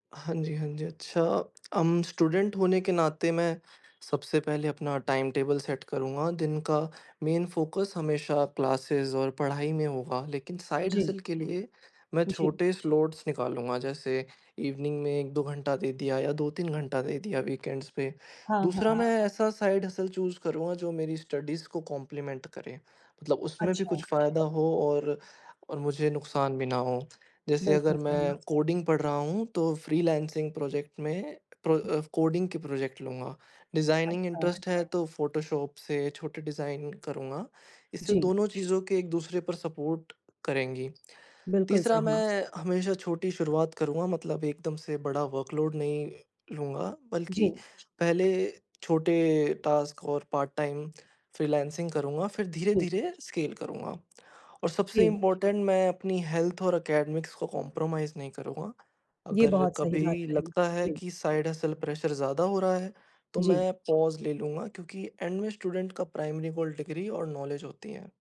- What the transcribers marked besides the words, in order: tapping; in English: "स्टुडेंट"; in English: "टाइमटेबल सेट"; in English: "फ़ोकस"; in English: "क्लासेस"; in English: "साइड हसल"; in English: "स्लॉट्स"; in English: "वीकेंड्स"; in English: "साइड हसल चूज़"; in English: "स्टडीज़"; in English: "कॉम्प्लीमेंट"; in English: "प्रोजेक्ट"; in English: "प्रोजेक्ट"; in English: "इंट्रेस्ट"; in English: "डिज़ाइन"; in English: "सपोर्ट"; in English: "वर्कलोड"; in English: "पार्ट-टाइम"; in English: "स्केल"; in English: "इम्पोर्टेंट"; in English: "हेल्थ"; in English: "एकेडेमिक्स"; in English: "कोम्प्रोमाईज़"; in English: "साइड हसल प्रेशर"; in English: "पॉज"; in English: "एंड"; in English: "स्टूडेंट"; in English: "प्राइमरी गोल"; in English: "नॉलेज"
- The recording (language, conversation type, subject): Hindi, unstructured, करियर चुनते समय आप किन बातों का ध्यान रखते हैं?
- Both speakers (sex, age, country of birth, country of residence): female, 35-39, India, India; male, 20-24, India, India